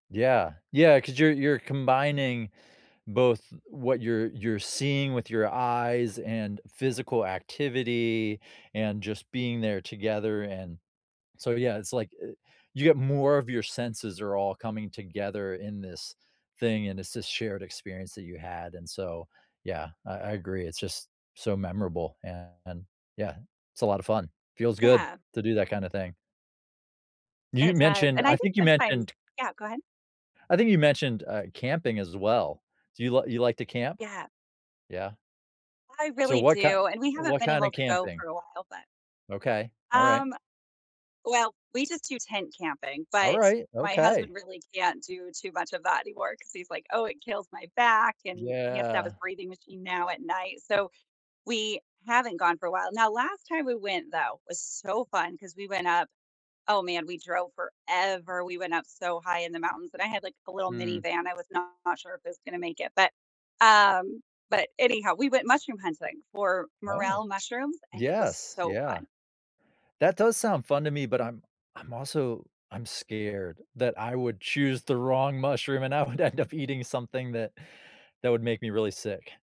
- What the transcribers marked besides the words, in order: tapping; laughing while speaking: "end up eating"
- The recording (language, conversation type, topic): English, unstructured, What is your favorite outdoor activity to do with friends?
- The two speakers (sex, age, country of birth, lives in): female, 40-44, United States, United States; male, 45-49, United States, United States